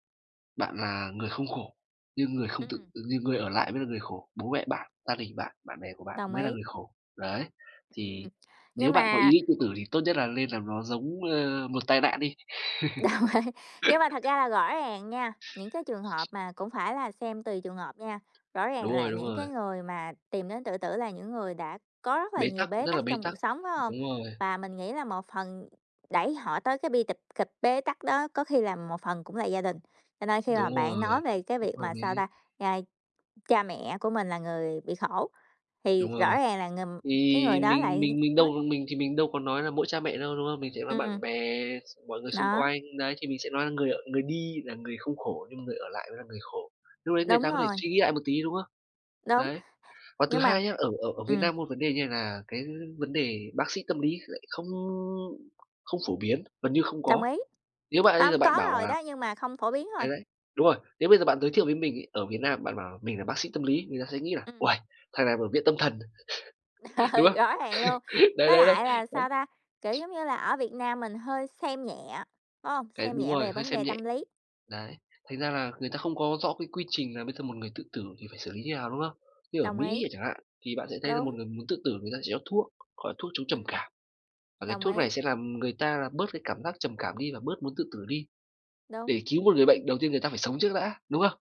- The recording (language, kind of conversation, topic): Vietnamese, unstructured, Bạn có lo rằng phim ảnh đang làm gia tăng sự lo lắng và sợ hãi trong xã hội không?
- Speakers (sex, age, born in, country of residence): female, 30-34, Vietnam, United States; male, 25-29, Vietnam, Vietnam
- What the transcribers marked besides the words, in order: other background noise; laughing while speaking: "Đồng ý"; chuckle; tapping; laughing while speaking: "Ừ"; chuckle